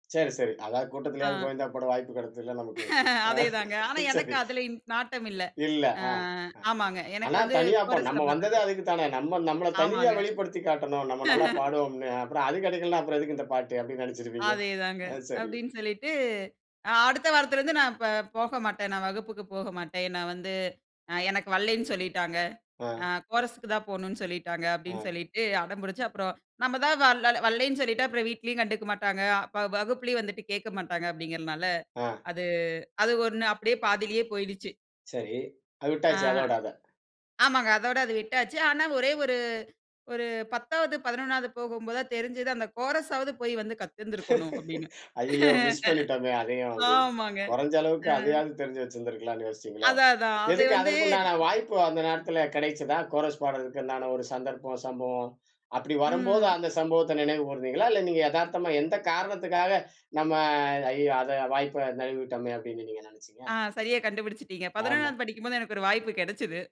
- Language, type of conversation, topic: Tamil, podcast, பள்ளிக்கால நினைவுகளில் உங்களுக்கு மிகவும் முக்கியமாக நினைவில் நிற்கும் ஒரு அனுபவம் என்ன?
- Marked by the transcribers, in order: laugh; laugh; laugh; laugh; other background noise